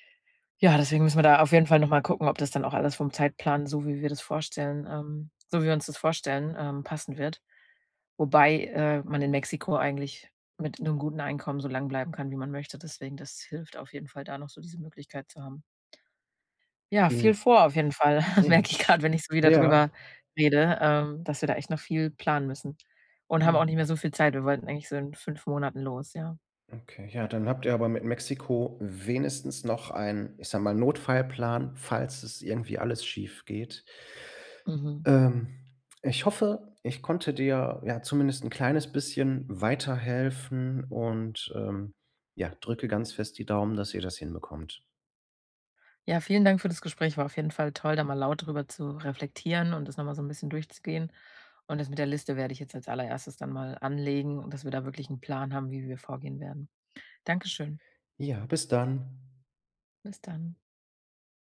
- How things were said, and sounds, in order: other background noise; chuckle; laughing while speaking: "merke ich grade"
- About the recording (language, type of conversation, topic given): German, advice, Wie kann ich Dringendes von Wichtigem unterscheiden, wenn ich meine Aufgaben plane?